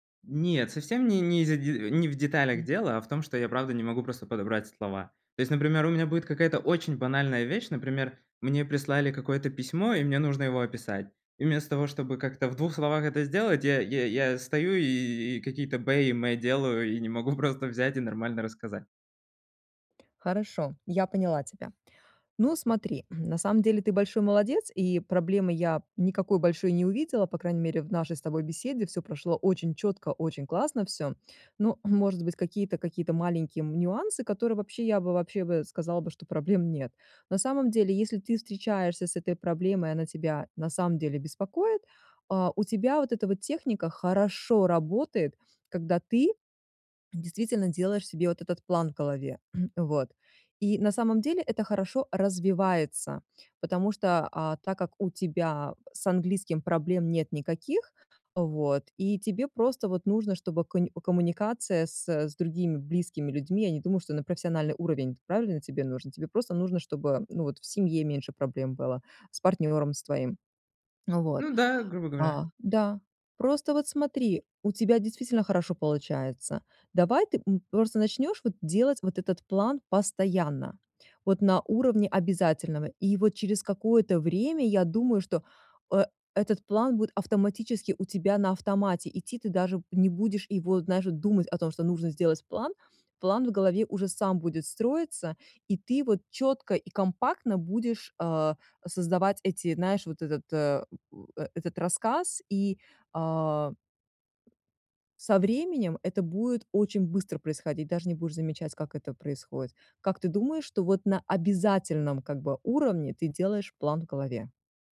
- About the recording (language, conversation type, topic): Russian, advice, Как кратко и ясно донести свою главную мысль до аудитории?
- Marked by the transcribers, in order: other background noise; tapping; throat clearing; throat clearing